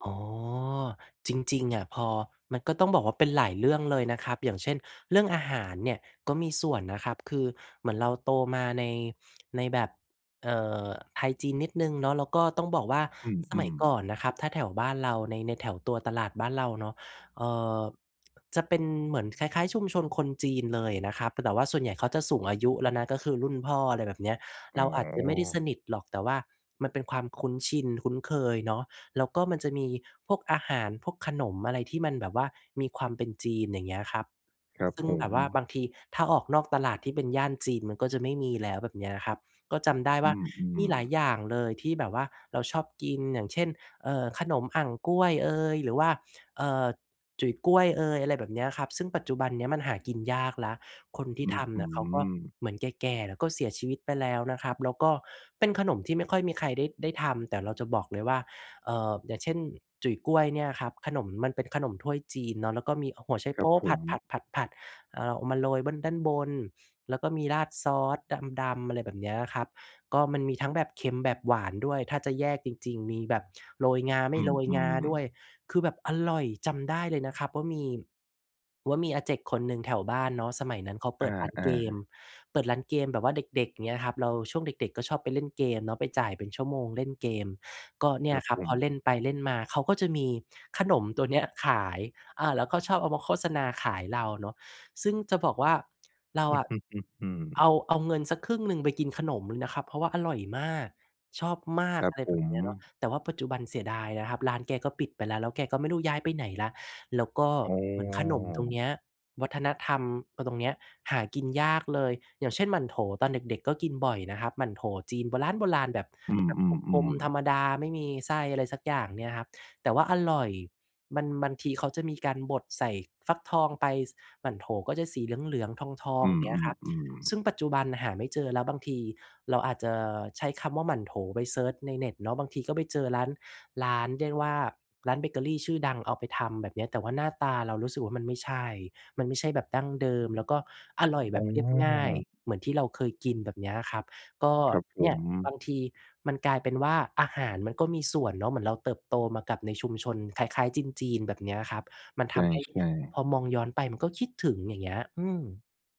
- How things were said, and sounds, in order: other background noise; chuckle; "บางที" said as "มันที"
- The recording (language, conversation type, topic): Thai, podcast, ประสบการณ์อะไรที่ทำให้คุณรู้สึกภูมิใจในรากเหง้าของตัวเอง?